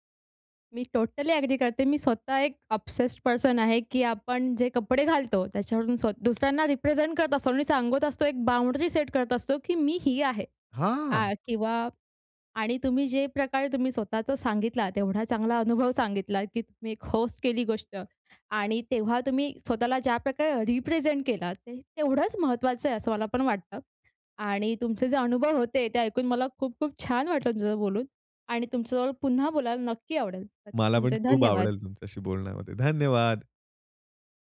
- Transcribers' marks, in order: in English: "टोटली एग्री"; in English: "ऑब्सेस्ड पर्सन"; in English: "रिप्रेझेंट"; in English: "बाउंड्री सेट"; in English: "होस्ट"; in English: "रिप्रेझेंट"; other background noise
- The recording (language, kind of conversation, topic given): Marathi, podcast, कोणत्या कपड्यांमध्ये आपण सर्वांत जास्त स्वतःसारखे वाटता?